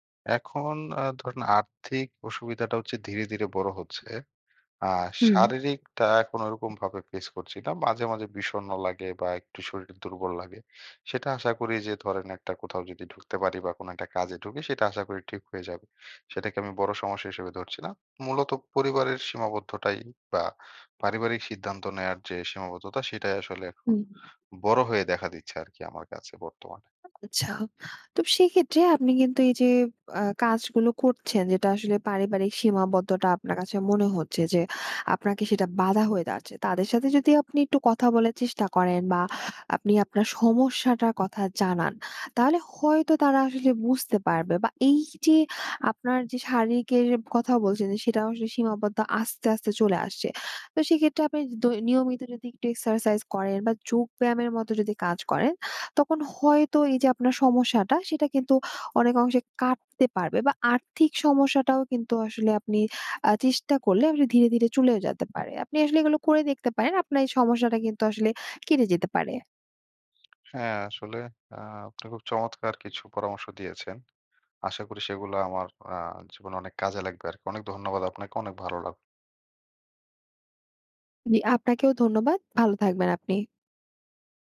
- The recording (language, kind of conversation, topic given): Bengali, advice, অবসরের পর জীবনে নতুন উদ্দেশ্য কীভাবে খুঁজে পাব?
- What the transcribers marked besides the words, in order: tapping; other background noise